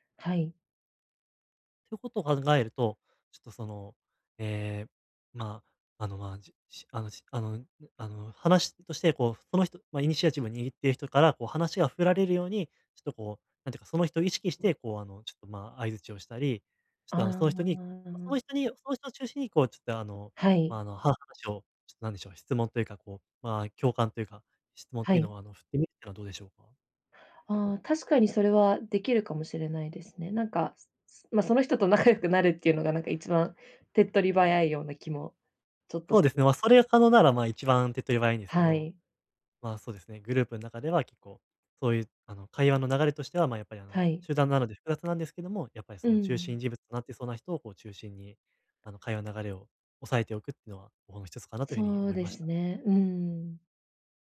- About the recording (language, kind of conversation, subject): Japanese, advice, グループの集まりで、どうすれば自然に会話に入れますか？
- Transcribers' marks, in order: in English: "イニシアチブ"; laughing while speaking: "仲良くなるっていうのが"